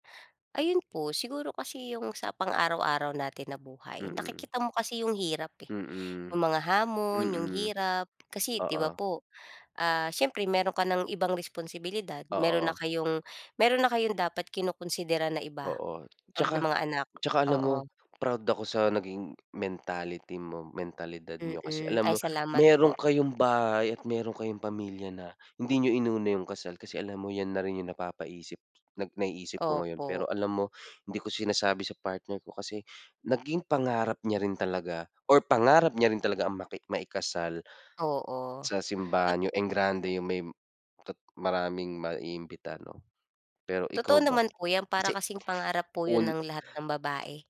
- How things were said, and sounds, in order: other background noise
- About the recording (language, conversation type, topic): Filipino, unstructured, Ano ang pinakamahalagang pangarap mo sa buhay?